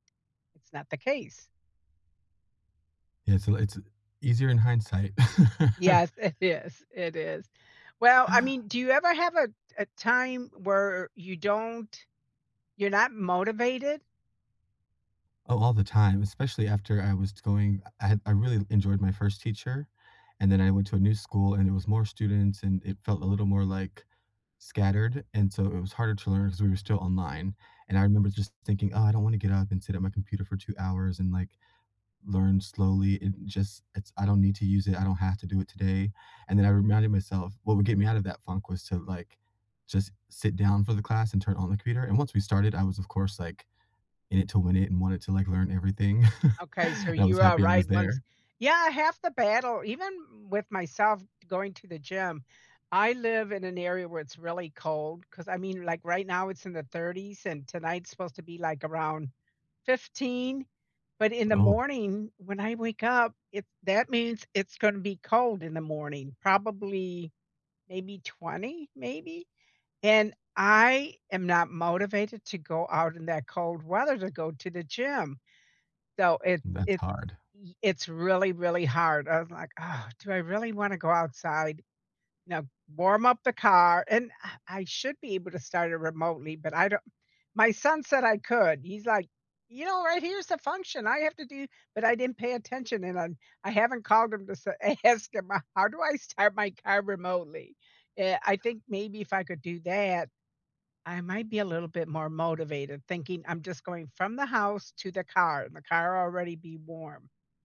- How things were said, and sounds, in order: chuckle; laughing while speaking: "it is"; chuckle; laughing while speaking: "ask"; laughing while speaking: "how do I start my car remotely?"
- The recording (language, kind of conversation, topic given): English, unstructured, What goal have you set that made you really happy?